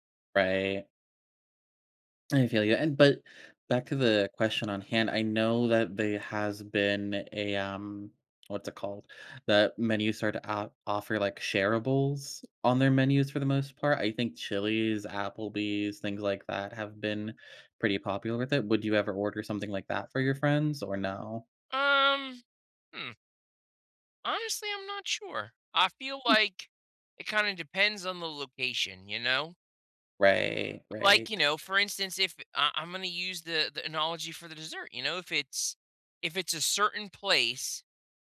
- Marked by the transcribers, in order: other background noise; tapping; "analogy" said as "uhnology"
- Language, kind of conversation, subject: English, unstructured, How should I split a single dessert or shared dishes with friends?